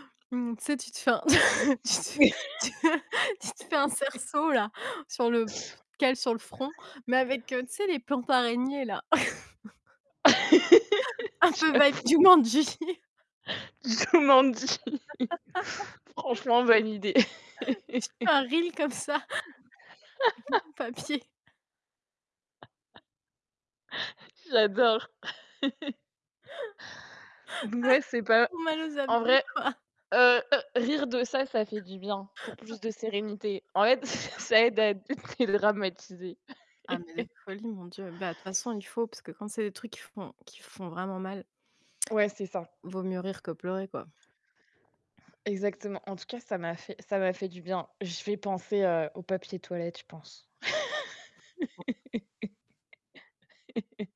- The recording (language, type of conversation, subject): French, unstructured, Quel aspect de votre vie aimeriez-vous simplifier pour gagner en sérénité ?
- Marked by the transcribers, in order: laugh; chuckle; laughing while speaking: "tu te fais"; chuckle; other background noise; laugh; laughing while speaking: "J'avoue"; chuckle; laughing while speaking: "Jumanji"; laughing while speaking: "Jumanji"; static; laugh; chuckle; in English: "reel"; laughing while speaking: "comme ça"; unintelligible speech; laugh; chuckle; chuckle; distorted speech; laughing while speaking: "Ah, j'ai trop mal aux abdos, quoi"; "abdominaux" said as "abdos"; chuckle; laugh; chuckle; laughing while speaking: "dédramatiser"; chuckle; laugh